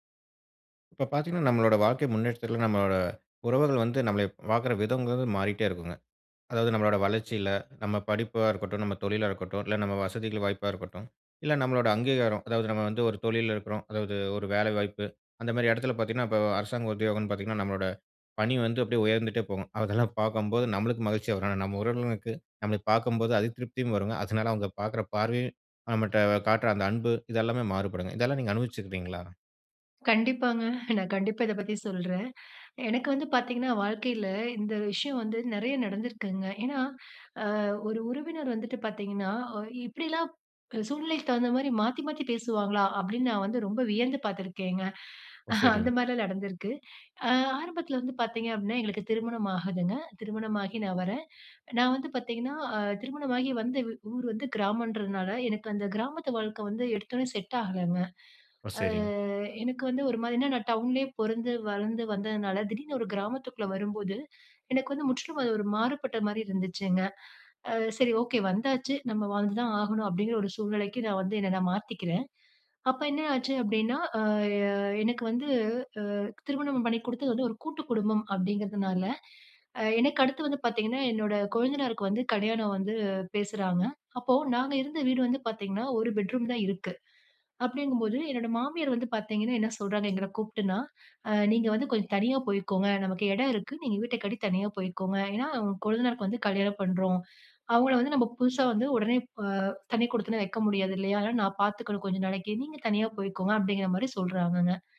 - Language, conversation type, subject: Tamil, podcast, மாறுதல் ஏற்பட்டபோது உங்கள் உறவுகள் எவ்வாறு பாதிக்கப்பட்டன?
- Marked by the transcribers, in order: "அதிருப்தியும்" said as "அதிதிருப்தியும்"; laughing while speaking: "நான்"; chuckle; "கல்யாணம்" said as "கடுயாணம்"